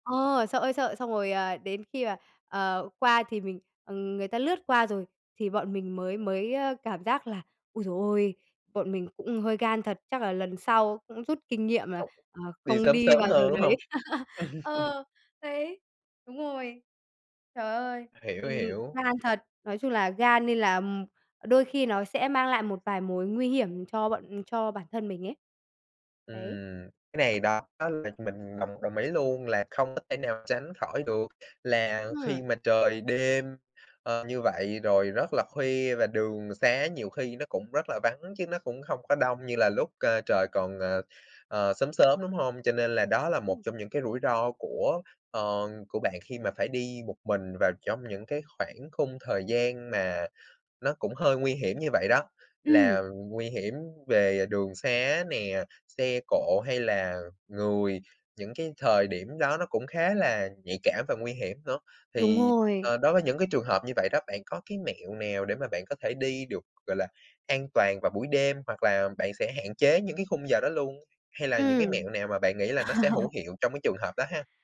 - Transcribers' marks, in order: tapping; laugh; laughing while speaking: "Ờ, đấy!"; laugh
- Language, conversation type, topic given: Vietnamese, podcast, Bạn có lời khuyên nào cho người lần đầu đi du lịch một mình không?